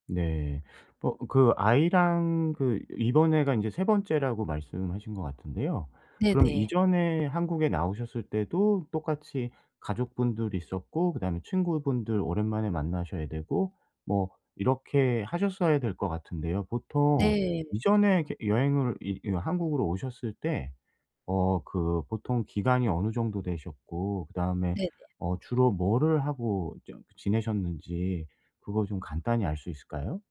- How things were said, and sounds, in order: other background noise; tapping
- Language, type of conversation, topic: Korean, advice, 짧은 휴가 기간을 최대한 효율적이고 알차게 보내려면 어떻게 계획하면 좋을까요?